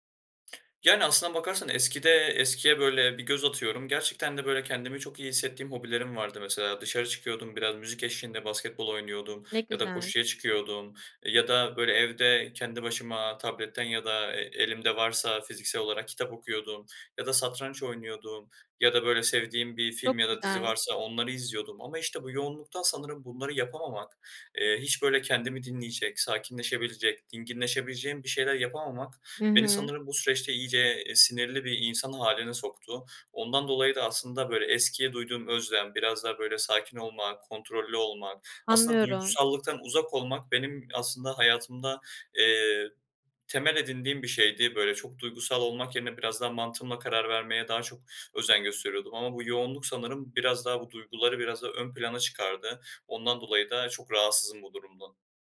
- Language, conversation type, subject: Turkish, advice, Öfke patlamalarınız ilişkilerinizi nasıl zedeliyor?
- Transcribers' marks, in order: other background noise; tapping